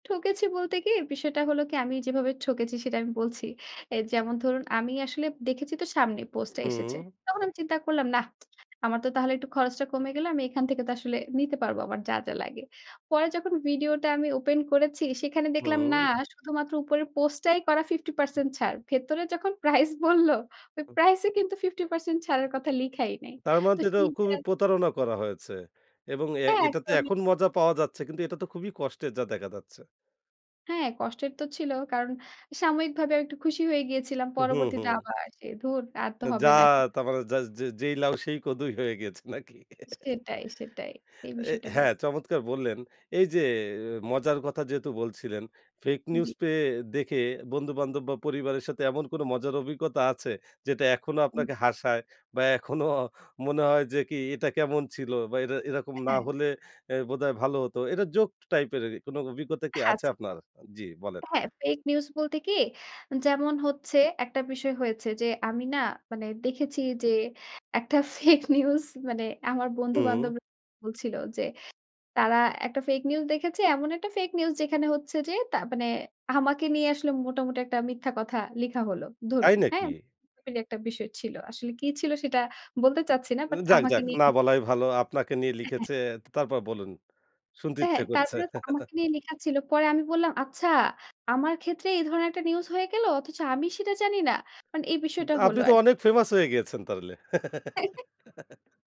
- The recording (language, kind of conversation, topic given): Bengali, podcast, ফেক খবর চিনতে আপনি সাধারণত কী করেন?
- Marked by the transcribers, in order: tsk; other background noise; laughing while speaking: "প্রাইস বলল"; unintelligible speech; laughing while speaking: "নাকি?"; chuckle; laughing while speaking: "এখনো"; "আচ্ছা" said as "হাচ্ছা"; laughing while speaking: "ফেক নিউজ"; alarm; "করছে" said as "কচ্ছে"; chuckle; chuckle